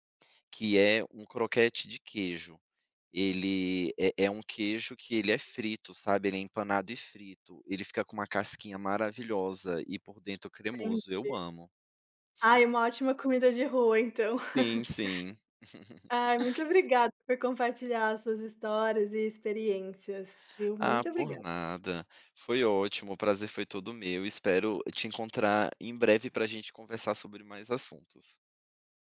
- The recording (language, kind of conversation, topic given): Portuguese, podcast, Qual comida você associa ao amor ou ao carinho?
- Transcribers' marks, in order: giggle; laugh